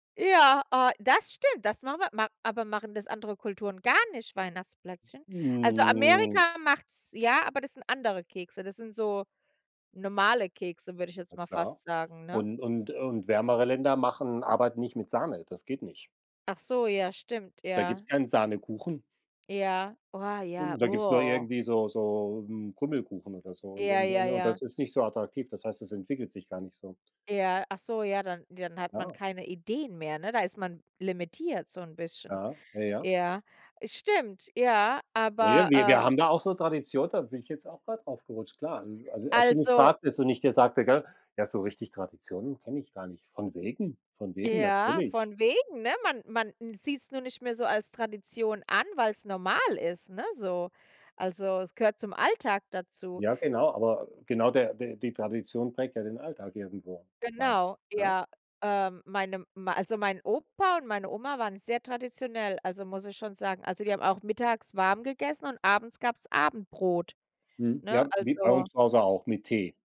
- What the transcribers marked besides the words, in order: stressed: "gar nicht"; other background noise; drawn out: "Hm"; tapping; other noise; stressed: "Ideen"
- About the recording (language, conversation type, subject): German, unstructured, Welche Tradition aus deiner Kultur findest du besonders schön?